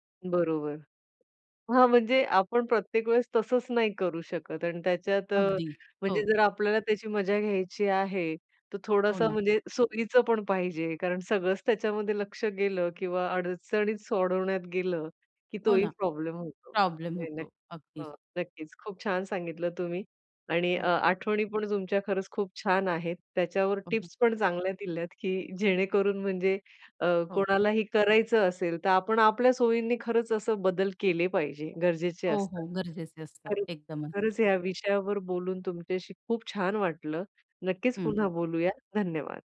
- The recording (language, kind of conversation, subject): Marathi, podcast, स्वयंपाकाच्या किंवा सगळ्यांनी आणलेल्या पदार्थांच्या मेळाव्यातली तुमची आवडती आठवण कोणती आहे?
- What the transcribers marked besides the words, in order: tapping; other background noise; laughing while speaking: "की जेणेकरून"